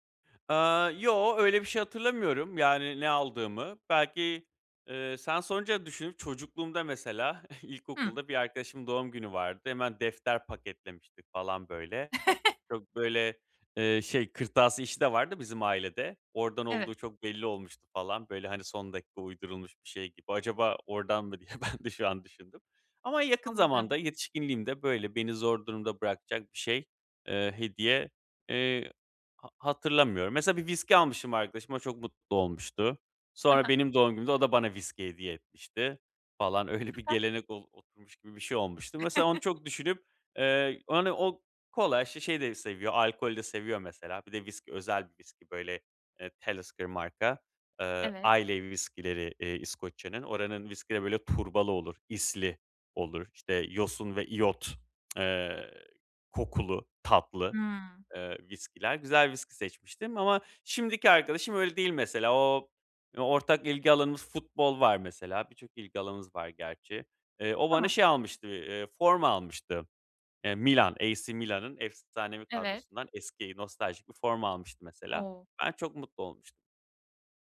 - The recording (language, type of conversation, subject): Turkish, advice, Hediye için iyi ve anlamlı fikirler bulmakta zorlanıyorsam ne yapmalıyım?
- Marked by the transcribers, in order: chuckle; chuckle; other background noise; tapping; laughing while speaking: "diye ben de"; chuckle